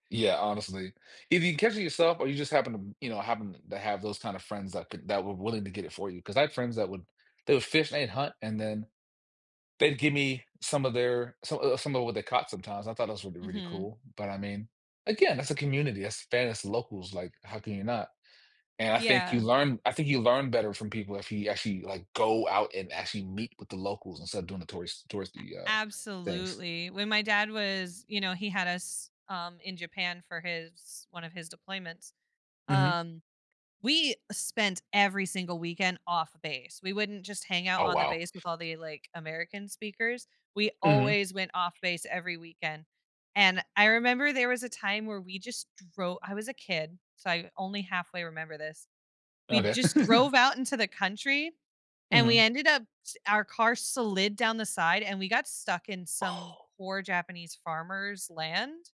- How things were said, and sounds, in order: other background noise; giggle
- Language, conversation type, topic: English, unstructured, Do you think famous travel destinations are overrated or worth visiting?
- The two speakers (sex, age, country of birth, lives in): female, 30-34, United States, United States; male, 35-39, Germany, United States